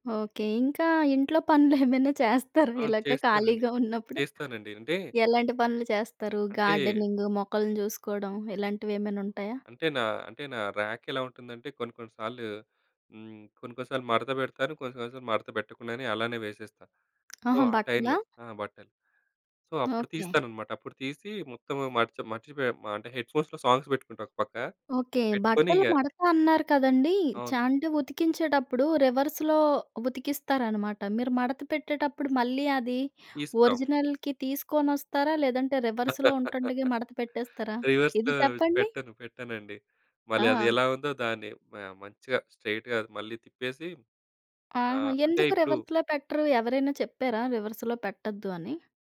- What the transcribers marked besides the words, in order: laughing while speaking: "చేస్తారా ఇలాగ ఖాళీగా ఉన్నప్పుడు?"; tapping; in English: "గార్డెనింగ్"; in English: "సో"; in English: "సో"; in English: "హెడ్ ఫోన్స్‌లో సాంగ్స్"; in English: "రివర్స్‌లో"; in English: "ఒరిజినల్‌కి"; in English: "రివర్స్‌లో"; laugh; in English: "రివర్స్‌లో"; in English: "స్ట్రెయిట్‌గా"; in English: "రివర్స్‌లో"; in English: "రివర్స్‌లో"
- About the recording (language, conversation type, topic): Telugu, podcast, ఒంటరితనాన్ని తగ్గించేందుకు మొదటి అడుగు ఏమిటి?